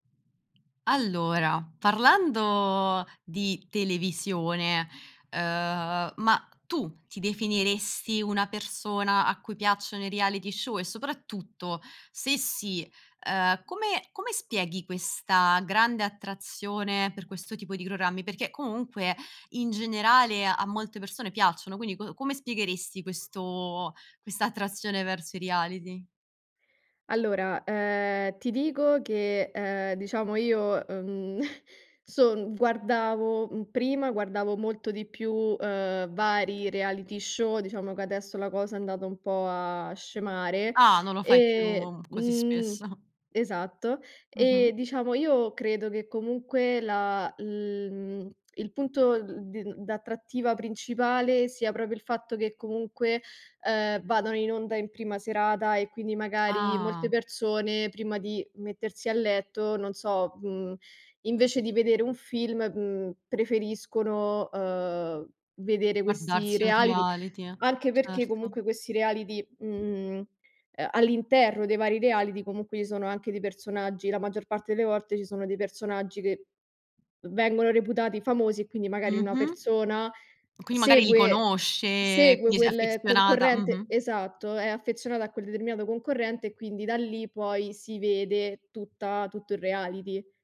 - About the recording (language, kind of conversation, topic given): Italian, podcast, Come spiegheresti perché i reality show esercitano tanto fascino?
- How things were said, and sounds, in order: fan; tapping; drawn out: "parlando"; other background noise; "Perché" said as "peché"; drawn out: "questo"; chuckle; chuckle